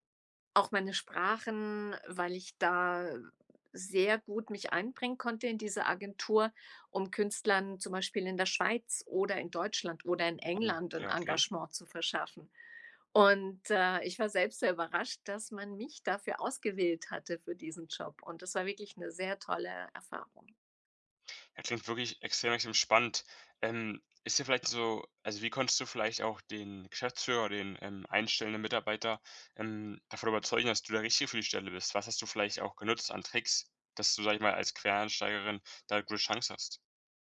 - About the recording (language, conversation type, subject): German, podcast, Wie überzeugst du potenzielle Arbeitgeber von deinem Quereinstieg?
- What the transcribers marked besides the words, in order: none